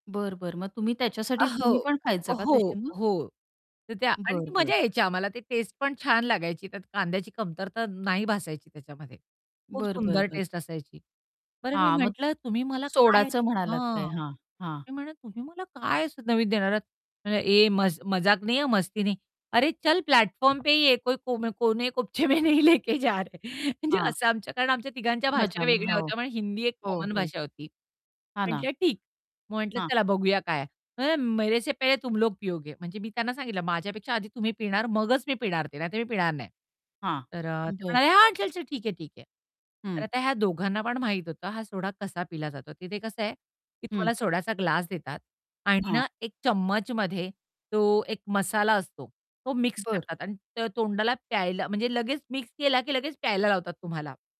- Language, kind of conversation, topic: Marathi, podcast, थांबलेल्या रेल्वे किंवा बसमध्ये एखाद्याशी झालेली अनपेक्षित भेट तुम्हाला आठवते का?
- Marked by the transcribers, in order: laughing while speaking: "अ, हो"; distorted speech; static; in Hindi: "ये मज मजाक नही हां … लेके जा रहे"; in English: "प्लॅटफॉर्म"; laughing while speaking: "कोने कोपचे में नहीं लेके जा रहे"; tapping; in English: "कॉमन"; in Hindi: "मेरे से पहले तुम लोग पिओगे"; in Hindi: "चल, चल ठीक है, ठीक है"